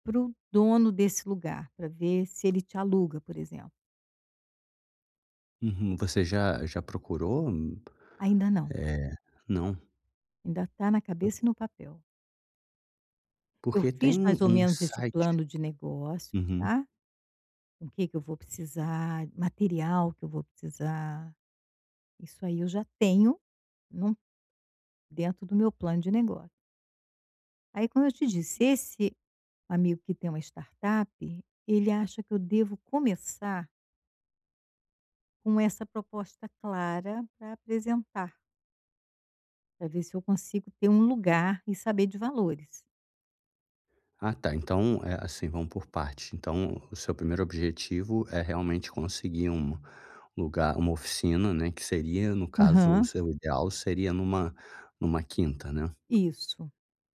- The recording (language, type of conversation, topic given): Portuguese, advice, Como posso criar uma proposta de valor clara e simples?
- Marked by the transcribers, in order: tapping; other background noise; in English: "startup"